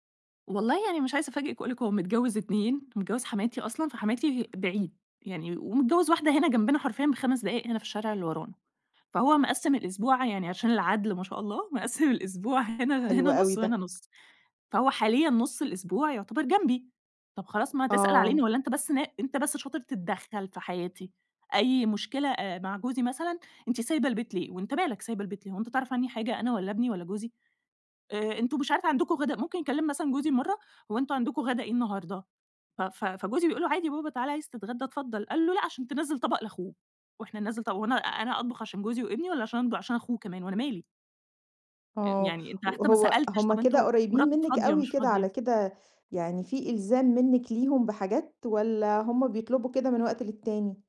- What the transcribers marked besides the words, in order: unintelligible speech; laughing while speaking: "مقسّم الأسبوع هنا"; tapping
- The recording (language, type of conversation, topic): Arabic, advice, إزاي أتعامل مع تدخل أهل شريكي المستمر اللي بيسبّب توتر بينا؟